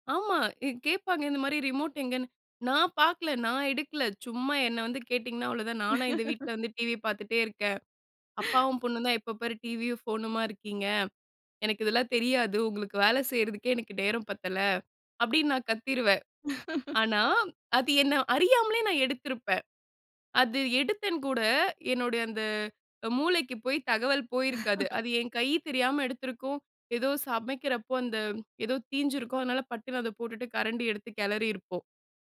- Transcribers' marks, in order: laugh; gasp; laugh; laugh
- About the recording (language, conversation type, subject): Tamil, podcast, மொபைல், ரிமோட் போன்ற பொருட்கள் அடிக்கடி தொலைந்துபோகாமல் இருக்க நீங்கள் என்ன வழிகளைப் பின்பற்றுகிறீர்கள்?